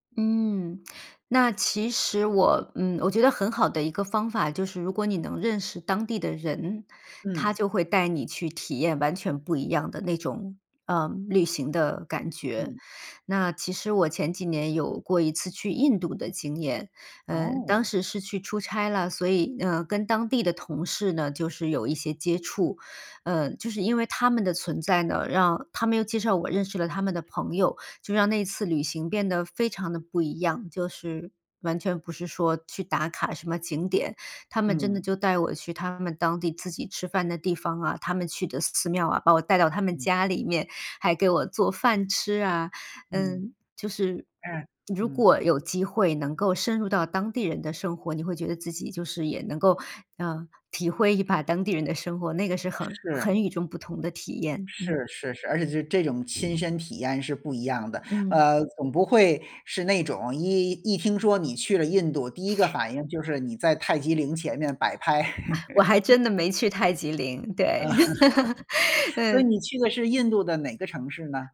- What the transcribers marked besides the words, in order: joyful: "做饭吃啊"; laughing while speaking: "一把"; other background noise; inhale; laugh
- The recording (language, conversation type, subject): Chinese, podcast, 你是如何找到有趣的冷门景点的？